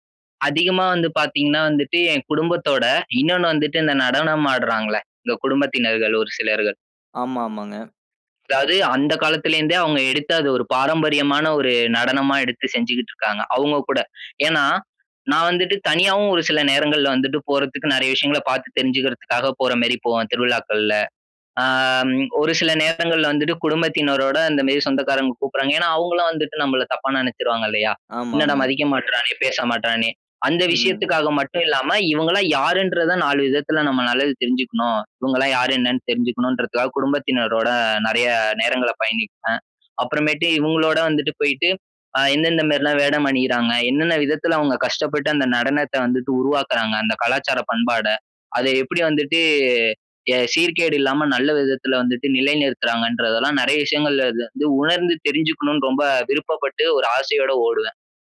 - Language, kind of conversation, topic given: Tamil, podcast, ஒரு ஊரில் நீங்கள் பங்கெடுத்த திருவிழாவின் அனுபவத்தைப் பகிர்ந்து சொல்ல முடியுமா?
- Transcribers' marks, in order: "இருந்தே" said as "இந்தே"; drawn out: "அம்"; "மாரி" said as "மேரி"; other background noise; "மாரிலாம்" said as "மேரிலாம்"